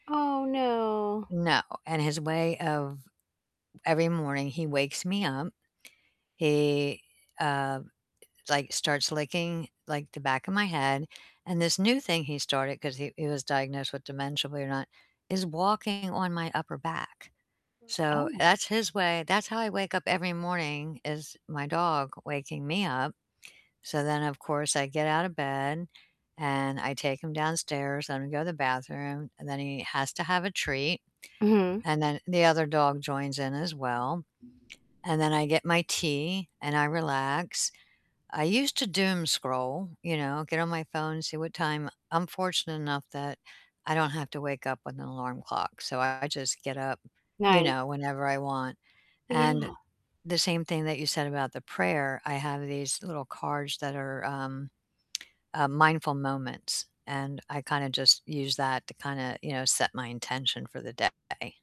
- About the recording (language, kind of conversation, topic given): English, unstructured, What does your typical morning routine look like?
- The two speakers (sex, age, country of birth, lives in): female, 55-59, United States, United States; female, 60-64, United States, United States
- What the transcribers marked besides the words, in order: static; distorted speech; other background noise; mechanical hum